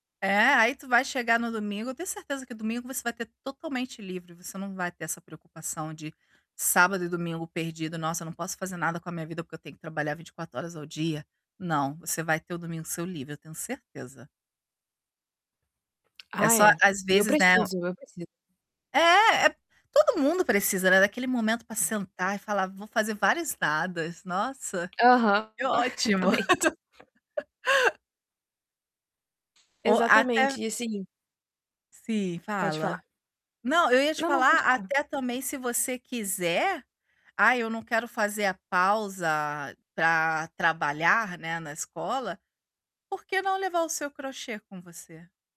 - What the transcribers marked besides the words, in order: distorted speech; other background noise; tapping; laughing while speaking: "exatamente"; laugh; static
- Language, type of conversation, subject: Portuguese, advice, Como posso equilibrar meu trabalho com o tempo dedicado a hobbies criativos?